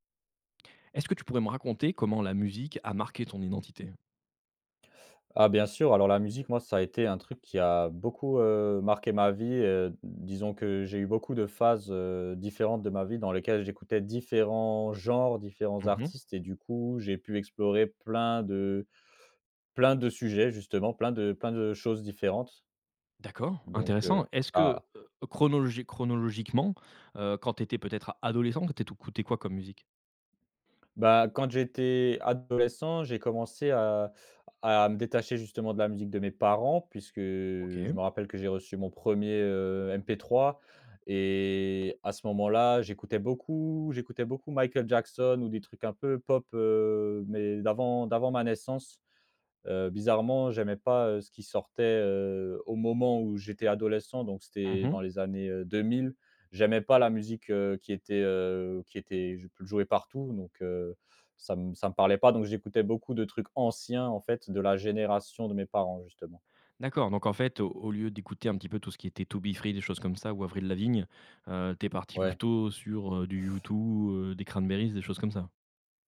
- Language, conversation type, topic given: French, podcast, Comment la musique a-t-elle marqué ton identité ?
- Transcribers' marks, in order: stressed: "anciens"